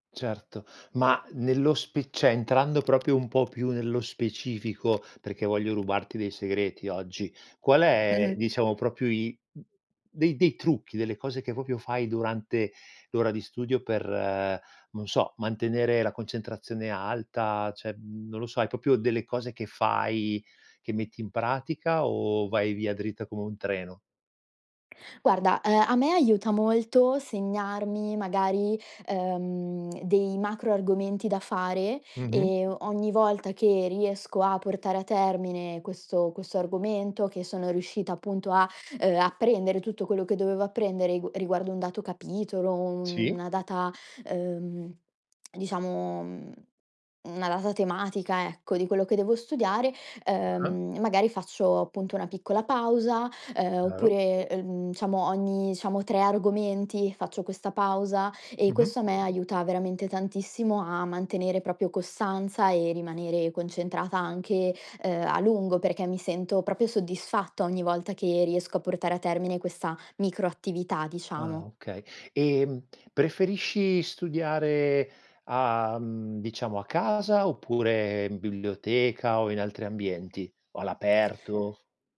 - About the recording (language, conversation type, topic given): Italian, podcast, Come costruire una buona routine di studio che funzioni davvero?
- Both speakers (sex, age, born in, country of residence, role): female, 20-24, Italy, Italy, guest; male, 45-49, Italy, Italy, host
- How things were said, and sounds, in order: other background noise; tapping